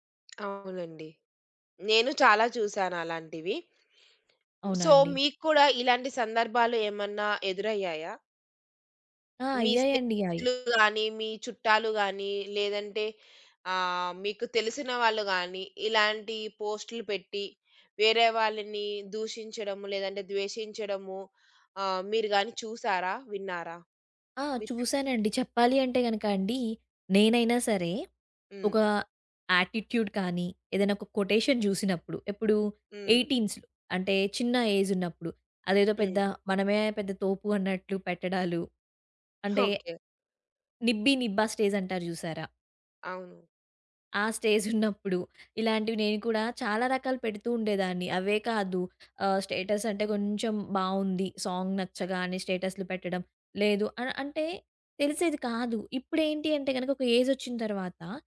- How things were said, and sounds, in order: tapping; other background noise; in English: "సో"; in English: "యాటిట్యూడ్"; in English: "కొటేషన్"; in English: "ఎయిటీన్స్‌లో"; in English: "ఏజ్"; chuckle; in English: "స్టేజ్"; in English: "స్టేజ్"; chuckle; in English: "స్టేటస్"; in English: "సాంగ్"; in English: "ఏజ్"
- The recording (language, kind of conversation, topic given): Telugu, podcast, ఆన్‌లైన్‌లో పంచుకోవడం మీకు ఎలా అనిపిస్తుంది?